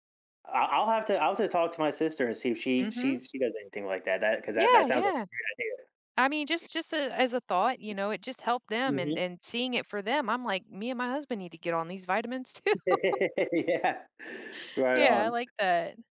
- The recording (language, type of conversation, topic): English, unstructured, How can young people help promote healthy eating habits for older generations?
- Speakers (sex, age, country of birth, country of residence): female, 40-44, Germany, United States; male, 35-39, United States, United States
- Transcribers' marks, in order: other background noise; laugh; laughing while speaking: "too"; laughing while speaking: "Yeah"